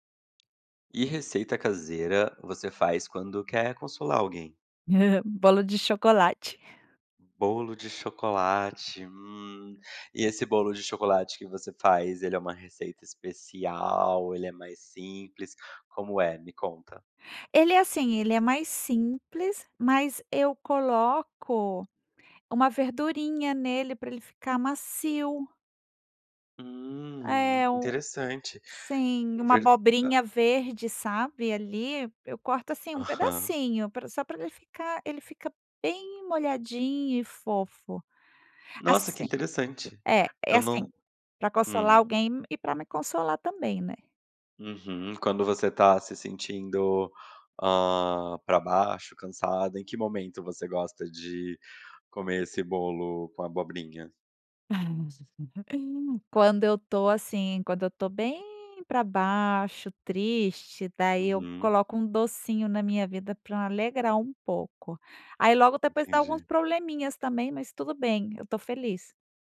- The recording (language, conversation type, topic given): Portuguese, podcast, Que receita caseira você faz quando quer consolar alguém?
- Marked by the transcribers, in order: laugh; laugh